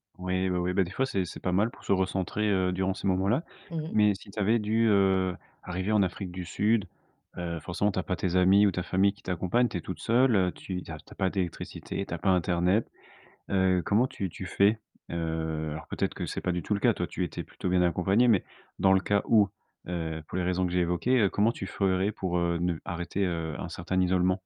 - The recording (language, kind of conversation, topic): French, podcast, Qu’est-ce qui aide le plus à ne plus se sentir isolé ?
- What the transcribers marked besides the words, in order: static; other background noise